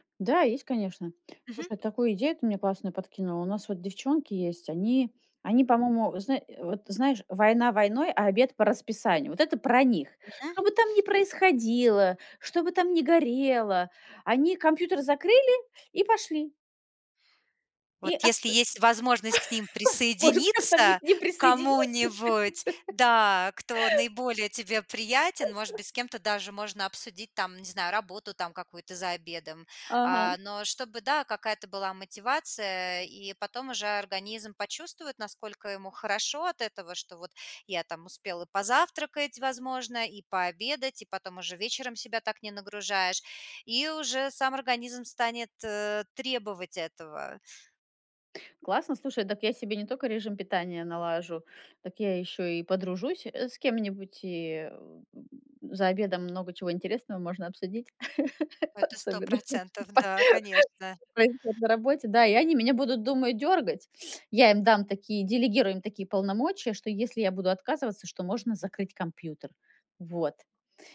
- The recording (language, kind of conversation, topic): Russian, advice, Почему мне сложно питаться правильно при плотном рабочем графике и частых перекурах?
- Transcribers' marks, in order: tapping; laugh; joyful: "может, как-то мне к ним присоединиться?"; laughing while speaking: "может, как-то мне к ним присоединиться?"; laugh; "только" said as "тока"; grunt; laugh; laughing while speaking: "особенно па"; laugh